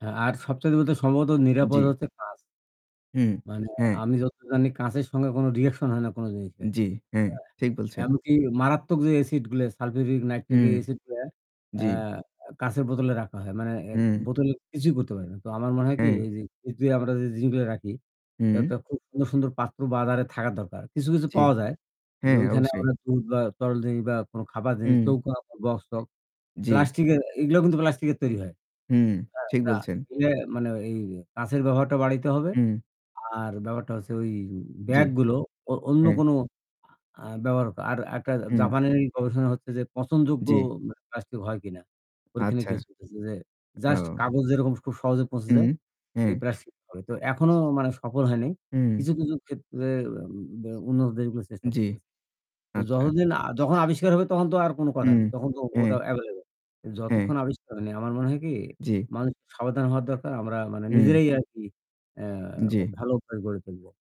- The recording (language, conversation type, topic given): Bengali, unstructured, তোমার কি মনে হয়, খাবারে প্লাস্টিক বা অন্য কোনো দূষণ থাকলে তা গ্রহণযোগ্য?
- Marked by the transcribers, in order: static; unintelligible speech; other background noise; unintelligible speech; distorted speech